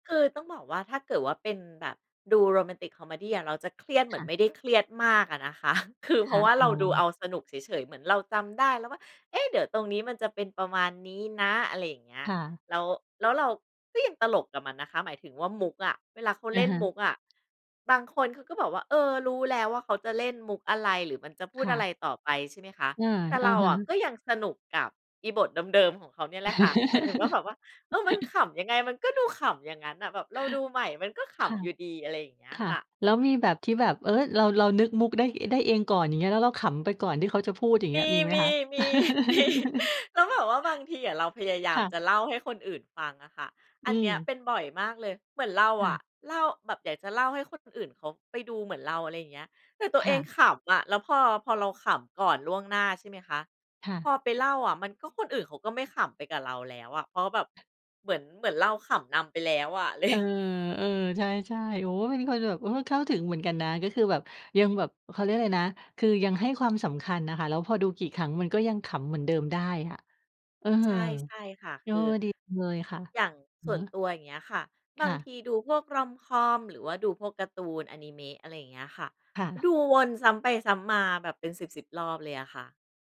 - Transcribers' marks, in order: chuckle; chuckle; laughing while speaking: "มี ๆ"; laugh; other background noise
- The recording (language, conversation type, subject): Thai, podcast, ทำไมคนเราถึงมักอยากกลับไปดูซีรีส์เรื่องเดิมๆ ซ้ำๆ เวลาเครียด?